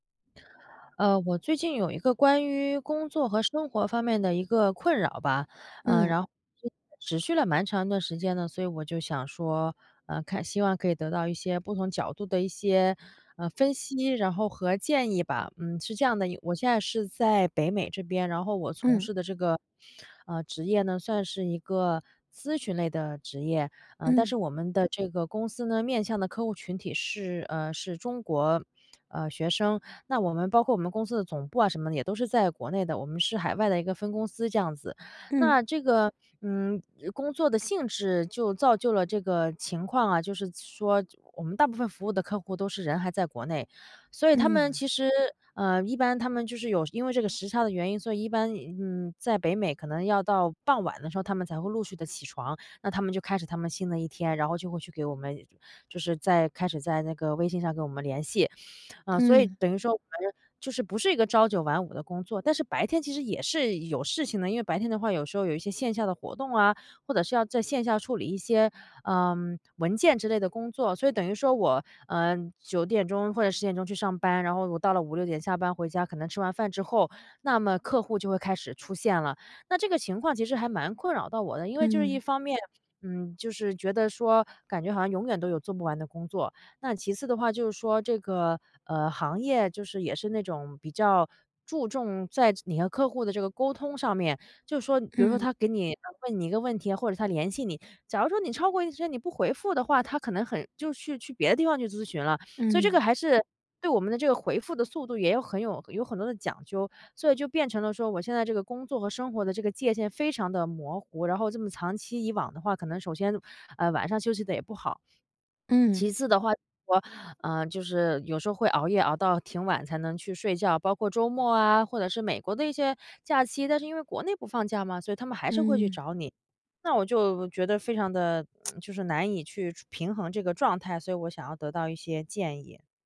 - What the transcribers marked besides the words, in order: swallow; tsk
- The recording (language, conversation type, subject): Chinese, advice, 我怎样才能更好地区分工作和生活？